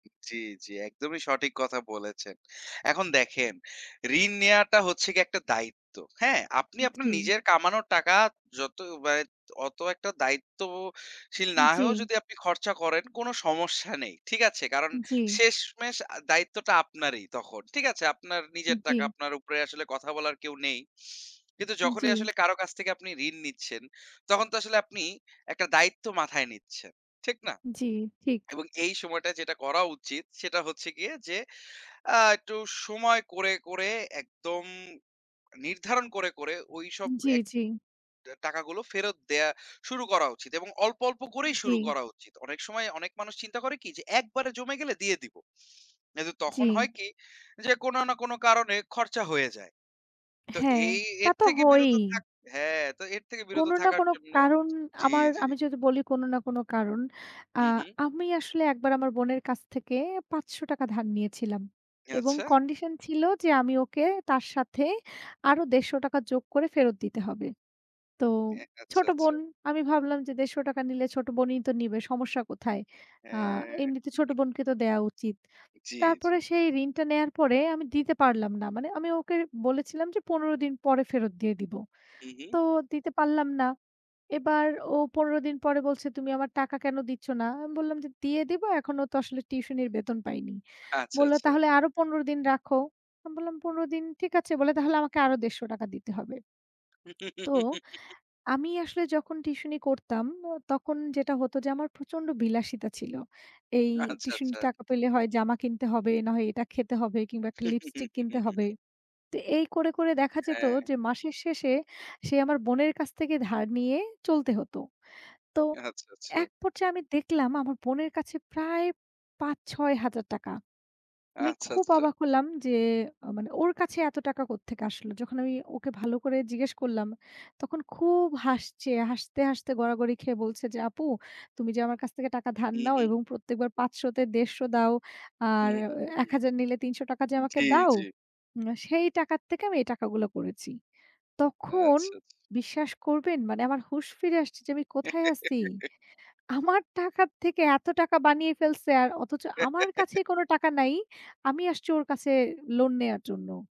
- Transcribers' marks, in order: tapping; lip smack; chuckle; laugh; tongue click; laugh; laugh; surprised: "আমি কোথায় আছি?"; scoff; laugh
- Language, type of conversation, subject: Bengali, unstructured, টাকা খরচ, সঞ্চয় ও ঋণ নেওয়া নিয়ে আপনার মতামত কী?